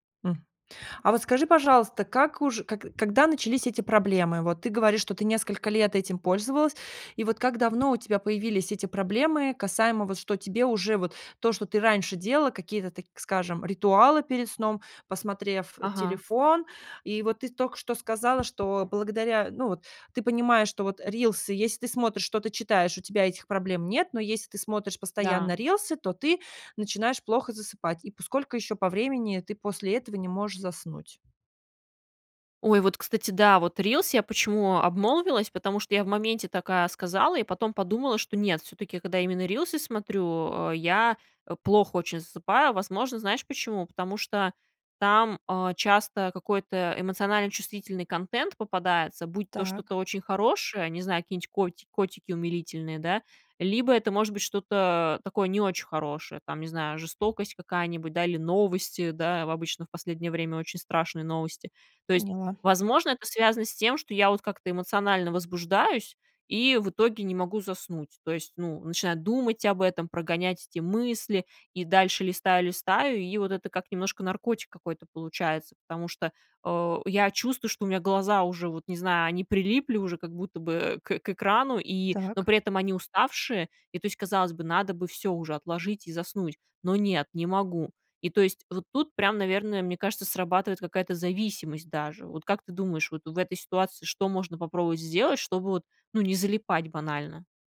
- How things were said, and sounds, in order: tapping
- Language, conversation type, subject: Russian, advice, Почему мне трудно заснуть после долгого времени перед экраном?